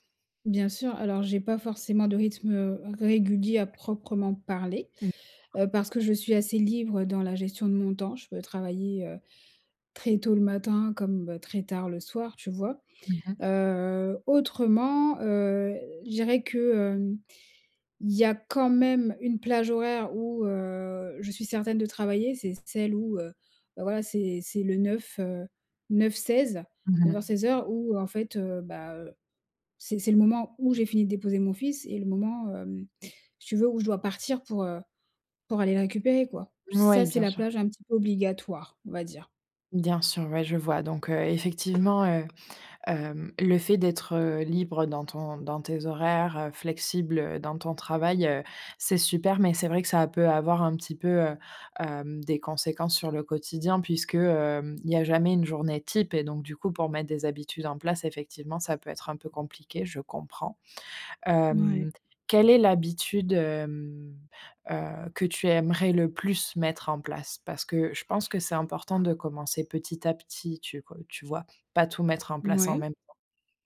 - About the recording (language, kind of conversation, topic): French, advice, Comment puis-je commencer une nouvelle habitude en avançant par de petites étapes gérables chaque jour ?
- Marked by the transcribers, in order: tapping; other background noise; door